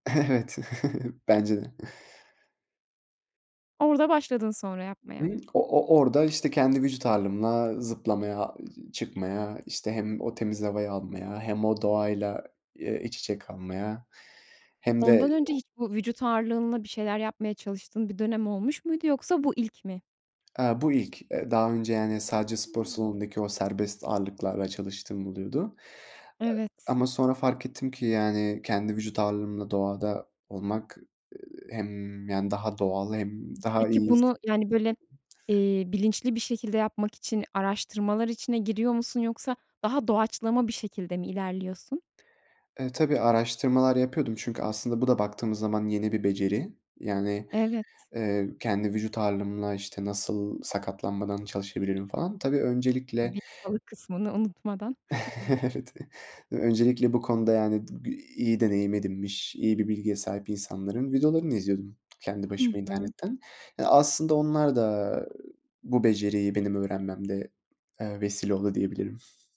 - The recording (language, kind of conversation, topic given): Turkish, podcast, Birine bir beceriyi öğretecek olsan nasıl başlardın?
- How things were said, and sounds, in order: laughing while speaking: "Evet"; chuckle; other noise; unintelligible speech; lip smack; unintelligible speech; other background noise; unintelligible speech; chuckle; laughing while speaking: "Evet"; tapping